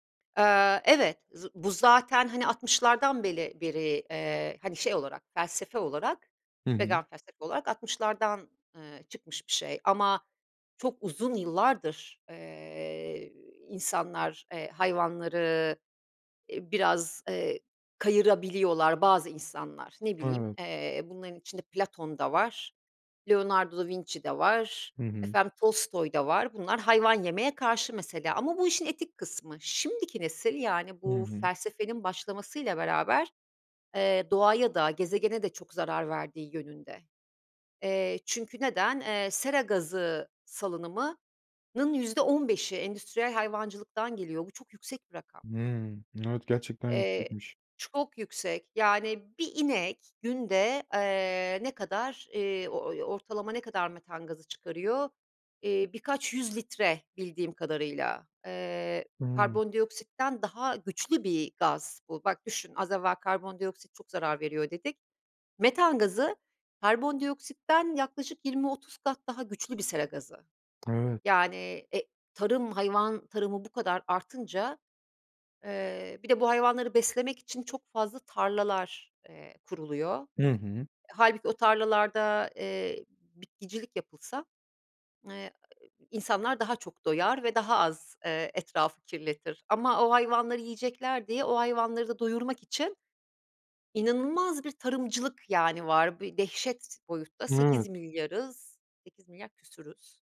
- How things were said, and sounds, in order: drawn out: "eee"; other background noise; tapping
- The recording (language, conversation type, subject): Turkish, podcast, İklim değişikliğinin günlük hayatımıza etkilerini nasıl görüyorsun?